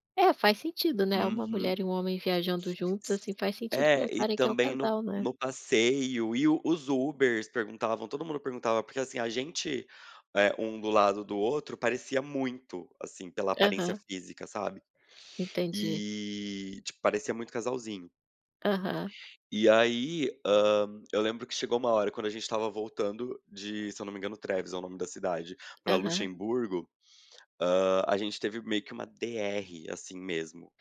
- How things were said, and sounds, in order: none
- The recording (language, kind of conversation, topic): Portuguese, podcast, Me conta sobre uma viagem que virou uma verdadeira aventura?